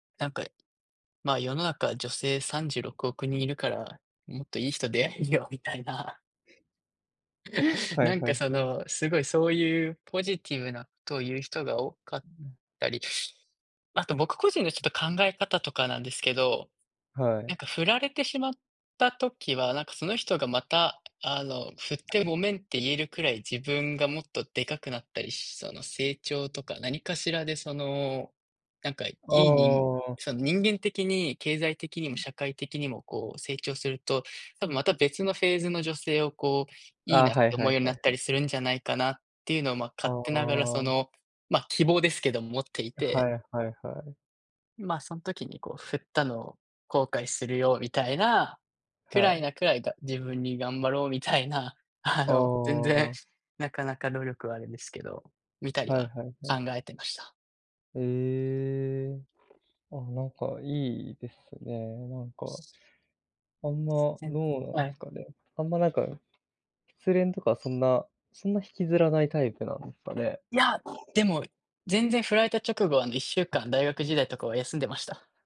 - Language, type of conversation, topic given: Japanese, unstructured, 悲しみを乗り越えるために何が必要だと思いますか？
- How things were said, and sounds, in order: laughing while speaking: "出会えるよみたいな"; tapping; laughing while speaking: "全然"; other background noise; unintelligible speech